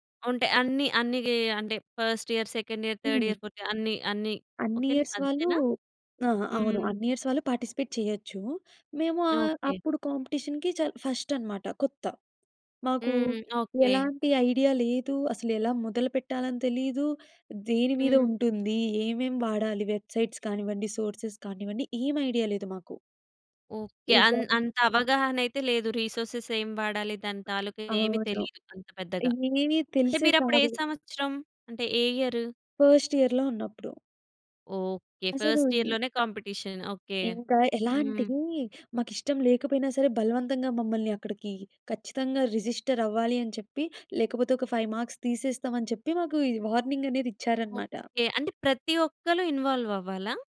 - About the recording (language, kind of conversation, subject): Telugu, podcast, మీరు విఫలమైనప్పుడు ఏమి నేర్చుకున్నారు?
- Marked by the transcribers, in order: in English: "ఫస్ట్ ఇయర్, సెకండ్ ఇయర్, థర్డ్ ఇయర్, ఫోర్త్ ఇయర్"; in English: "ఇయర్స్"; in English: "ఇయర్స్"; in English: "పార్టిసిపేట్"; in English: "కాంపిటీషన్‌కి"; in English: "వెబ్‌సైట్స్"; in English: "సోర్సెస్"; in English: "రిసోర్సేస్"; other background noise; in English: "ఫస్ట్ ఇయర్‌లో"; in English: "ఫస్ట్ ఇయర్‌లోనే కాంపిటీషన్"; in English: "రిజిస్టర్"; in English: "ఫైవ్ మార్క్స్"; in English: "ఇన్వాల్వ్"